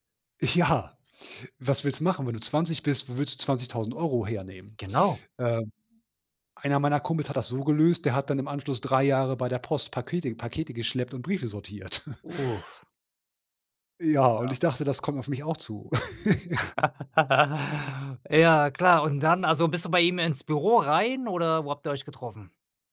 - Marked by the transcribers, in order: chuckle; laugh; chuckle
- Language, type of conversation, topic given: German, podcast, Was war dein mutigstes Gespräch?